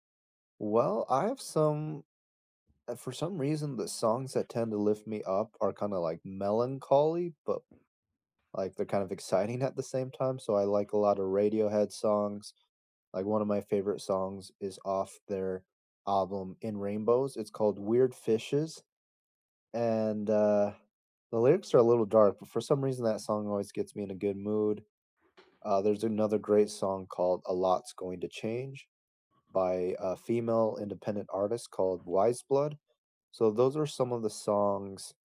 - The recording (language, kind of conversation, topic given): English, unstructured, Which song never fails to boost your mood, and what makes it your go-to pick-me-up?
- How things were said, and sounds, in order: other background noise; laughing while speaking: "exciting"